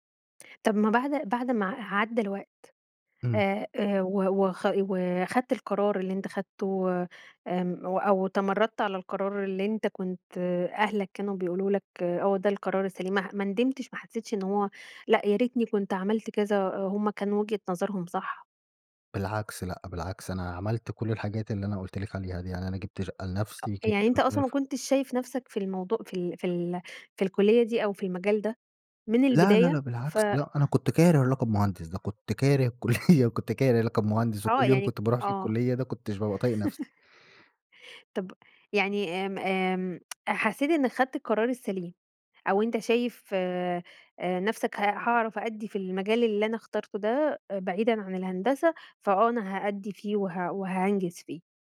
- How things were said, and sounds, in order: tapping; horn; laughing while speaking: "الكليِّة"; laugh; tsk
- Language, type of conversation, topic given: Arabic, podcast, إزاي بتتعامل مع ضغط العيلة على قراراتك؟